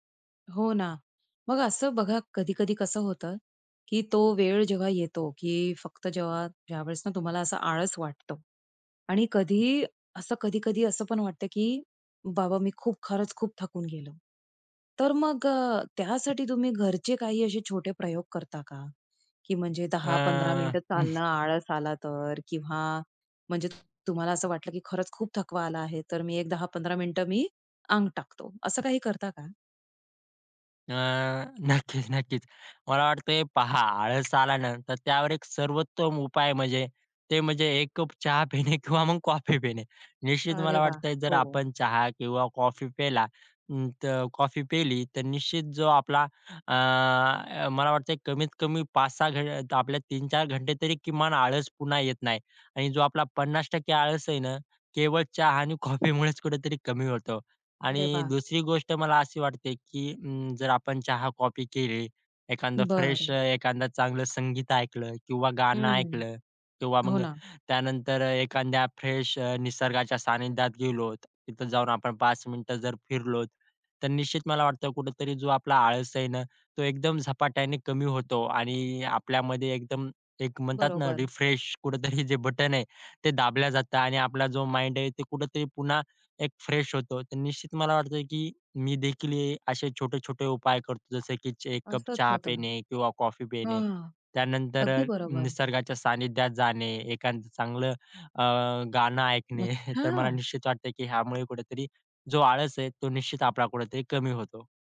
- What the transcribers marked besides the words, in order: other background noise; chuckle; other noise; tapping; laughing while speaking: "नक्कीच"; laughing while speaking: "पिणे"; laughing while speaking: "कॉफी पिणे"; laughing while speaking: "कॉफीमुळेच"; "एखादं" said as "एखांद"; in English: "फ्रेश"; "एखादं" said as "एखांद"; in English: "फ्रेश"; in English: "रिफ्रेश"; laughing while speaking: "जे बटन"; in English: "माइंड"; in English: "फ्रेश"; "एखादं" said as "एखांद"; chuckle; surprised: "अच्छा!"
- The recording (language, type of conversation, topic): Marathi, podcast, झोप हवी आहे की फक्त आळस आहे, हे कसे ठरवता?